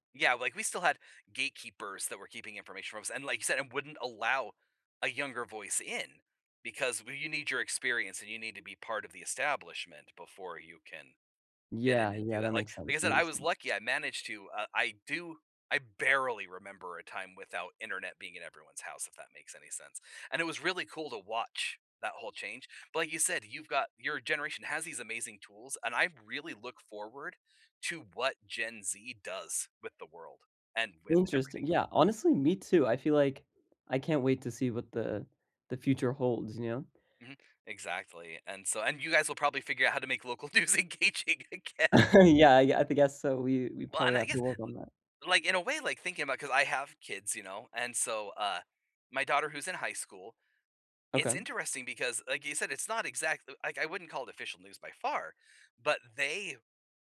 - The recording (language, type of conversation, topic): English, unstructured, What impact does local news have on your community?
- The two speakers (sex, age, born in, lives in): male, 18-19, United States, United States; male, 40-44, United States, United States
- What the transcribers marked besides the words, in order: stressed: "barely"; laughing while speaking: "news engaging again"; laugh